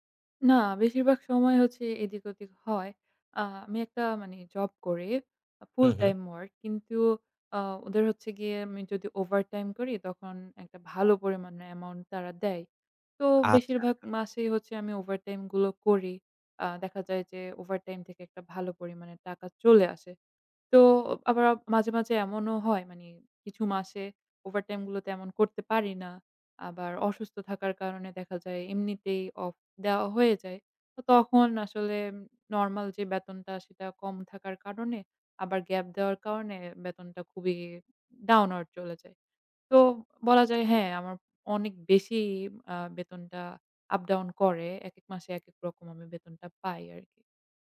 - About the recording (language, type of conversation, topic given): Bengali, advice, মাসিক বাজেট ঠিক করতে আপনার কী ধরনের অসুবিধা হচ্ছে?
- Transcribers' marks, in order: tapping; in English: "downward"